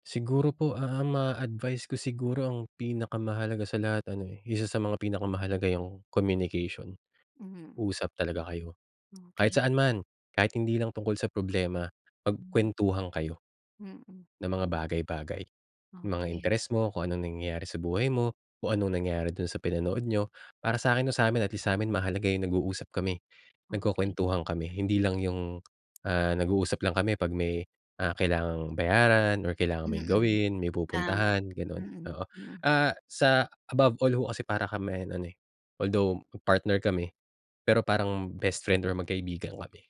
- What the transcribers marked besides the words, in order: tapping
- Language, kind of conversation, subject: Filipino, podcast, Paano mo pinipili ang taong makakasama mo habang buhay?